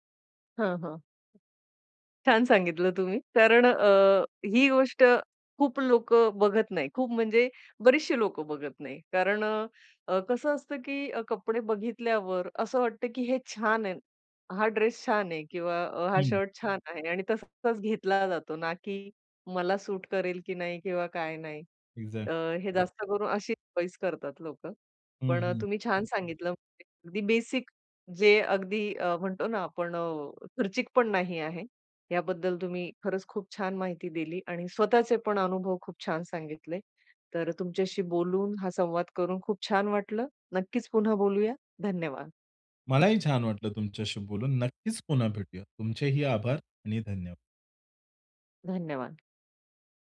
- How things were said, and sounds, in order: other background noise; other noise; in English: "चॉइस"; tapping
- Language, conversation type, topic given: Marathi, podcast, तुमच्या कपड्यांच्या निवडीचा तुमच्या मनःस्थितीवर कसा परिणाम होतो?